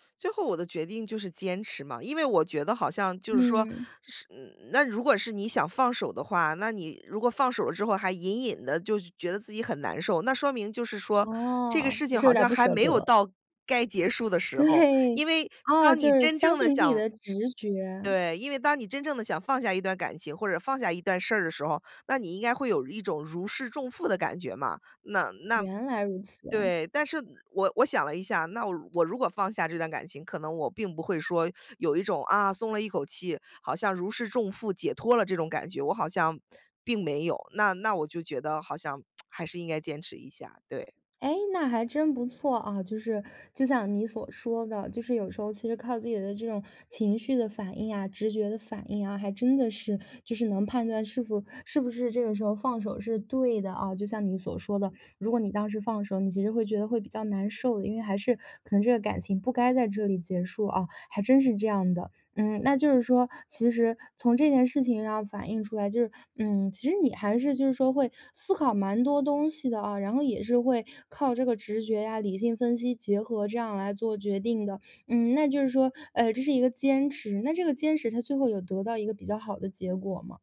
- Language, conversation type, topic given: Chinese, podcast, 什么时候该坚持，什么时候该放手？
- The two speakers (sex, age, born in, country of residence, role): female, 20-24, China, Sweden, host; female, 40-44, United States, United States, guest
- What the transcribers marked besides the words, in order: other background noise; laughing while speaking: "对"; lip smack